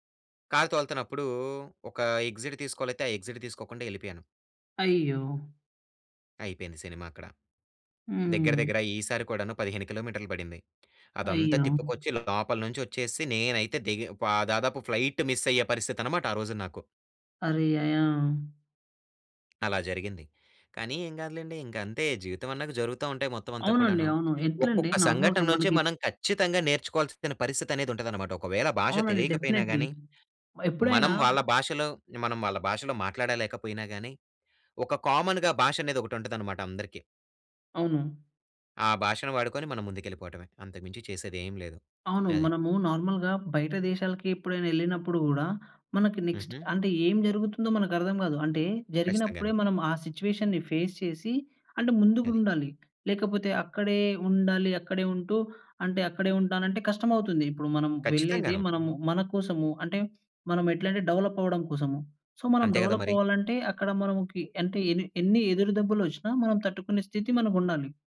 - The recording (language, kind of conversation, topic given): Telugu, podcast, విదేశీ నగరంలో భాష తెలియకుండా తప్పిపోయిన అనుభవం ఏంటి?
- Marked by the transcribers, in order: in English: "ఎగ్జిట్"; in English: "ఎగ్జిట్"; in English: "ఫ్లైట్ మిస్"; tapping; in English: "నార్మల్‌గా"; in English: "డెఫినెట్లీ"; in English: "కామన్‌గా"; in English: "నార్మల్‌గా"; in English: "నెక్స్ట్"; in English: "సిట్యుయేషన్‌ని ఫేస్"; in English: "డెవలప్"; in English: "సో"; in English: "డెవలప్"